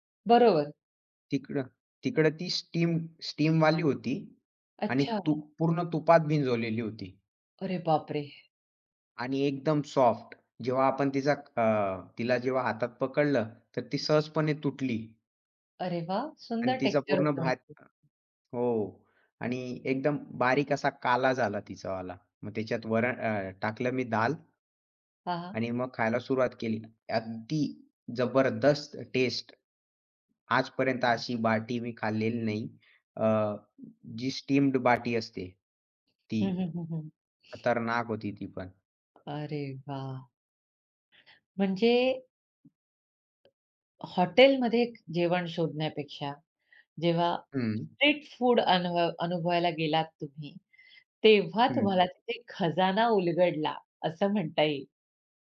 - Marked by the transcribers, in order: in English: "स्टीम्ड"
- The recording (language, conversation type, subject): Marathi, podcast, एकट्याने स्थानिक खाण्याचा अनुभव तुम्हाला कसा आला?